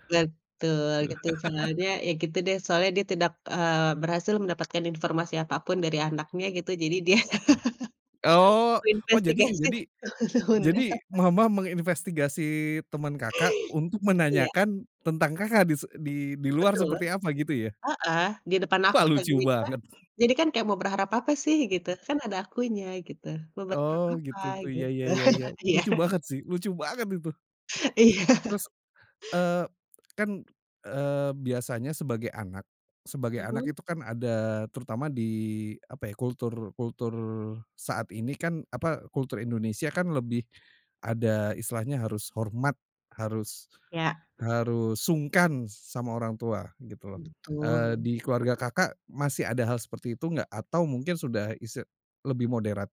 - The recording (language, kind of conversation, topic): Indonesian, podcast, Bagaimana cara membangun komunikasi yang terbuka di dalam keluarga?
- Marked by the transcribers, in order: laugh; tapping; laughing while speaking: "dia menginvestigasi temen-temennya"; laugh; unintelligible speech; other background noise; laugh; laughing while speaking: "Iya"; laughing while speaking: "Iya"